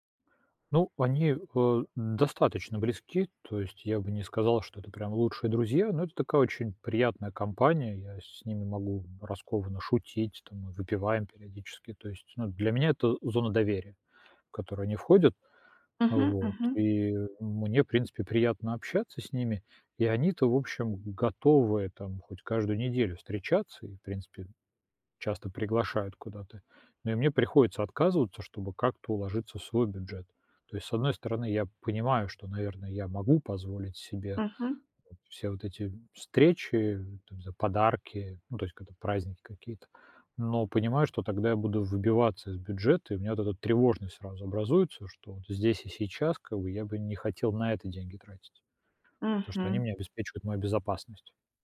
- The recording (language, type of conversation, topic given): Russian, advice, Как справляться с неловкостью из-за разницы в доходах среди знакомых?
- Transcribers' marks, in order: none